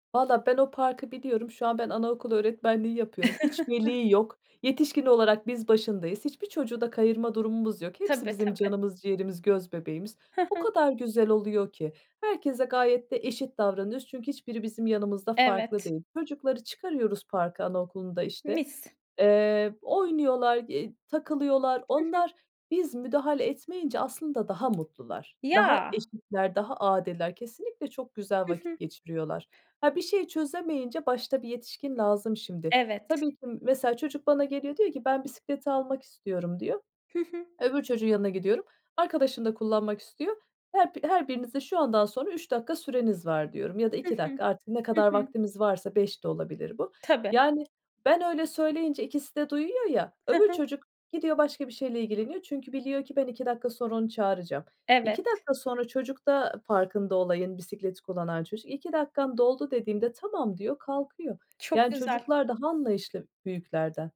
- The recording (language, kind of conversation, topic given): Turkish, podcast, Park ve bahçeler çocuk gelişimini nasıl etkiler?
- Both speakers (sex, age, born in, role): female, 30-34, Turkey, host; female, 35-39, Turkey, guest
- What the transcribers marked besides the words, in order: chuckle; other background noise; tapping